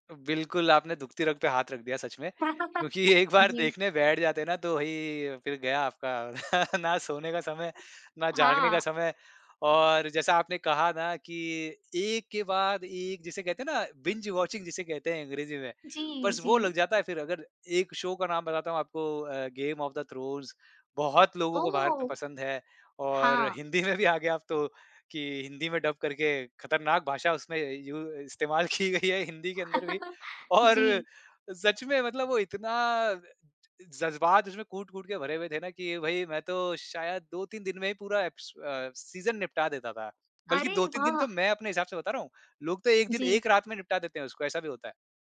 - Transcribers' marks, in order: laugh; laughing while speaking: "एक बार"; laugh; other background noise; in English: "बिंज वॉचिंग"; in English: "शो"; laughing while speaking: "हिंदी में भी आ गया अब तो"; in English: "डब"; laughing while speaking: "की गई है"; laughing while speaking: "और"; chuckle; in English: "सीज़न"
- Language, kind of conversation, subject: Hindi, podcast, ओटीटी पर आप क्या देखना पसंद करते हैं और उसे कैसे चुनते हैं?